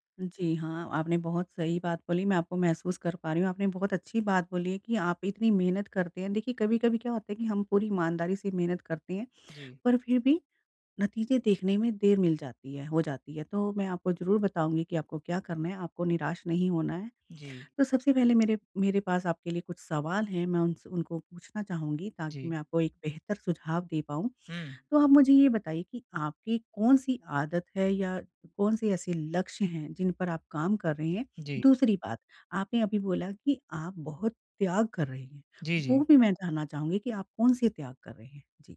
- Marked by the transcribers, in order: tapping
- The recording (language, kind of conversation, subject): Hindi, advice, नतीजे देर से दिख रहे हैं और मैं हतोत्साहित महसूस कर रहा/रही हूँ, क्या करूँ?